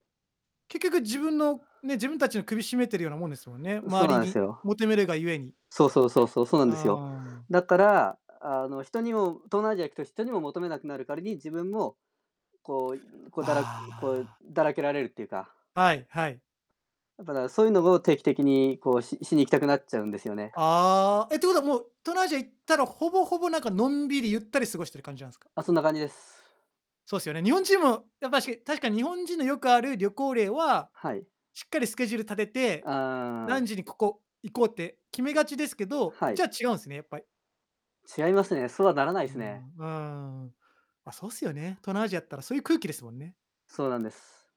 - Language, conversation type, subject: Japanese, unstructured, 旅行に行くとき、何をいちばん楽しみにしていますか？
- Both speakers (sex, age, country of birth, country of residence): male, 35-39, Japan, Japan; male, 35-39, Japan, Japan
- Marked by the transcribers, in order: distorted speech; tapping